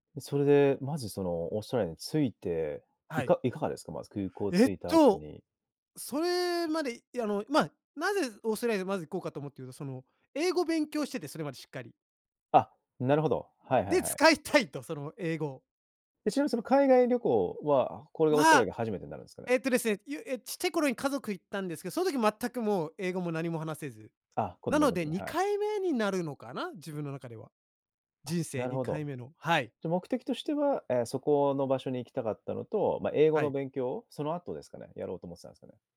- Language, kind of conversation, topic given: Japanese, podcast, 好奇心に導かれて訪れた場所について、どんな体験をしましたか？
- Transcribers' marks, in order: none